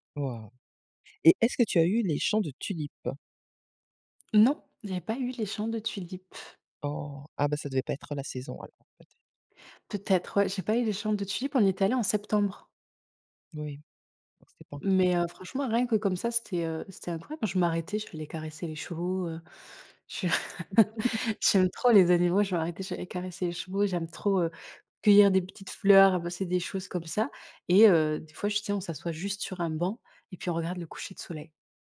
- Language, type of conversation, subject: French, podcast, Quel paysage t’a coupé le souffle en voyage ?
- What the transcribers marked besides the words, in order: tapping; chuckle; laughing while speaking: "j'aime trop les animaux"; chuckle